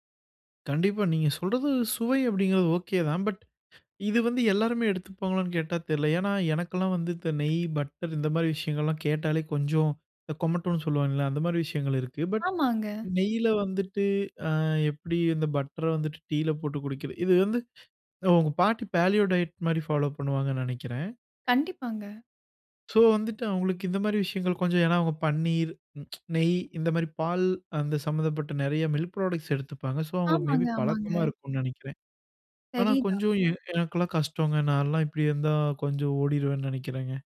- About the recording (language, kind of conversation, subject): Tamil, podcast, இனிப்புகளை எவ்வாறு கட்டுப்பாட்டுடன் சாப்பிடலாம்?
- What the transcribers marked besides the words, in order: in English: "பேலியோ டயட்"; tsk; in English: "பிராடக்ட்ஸ்"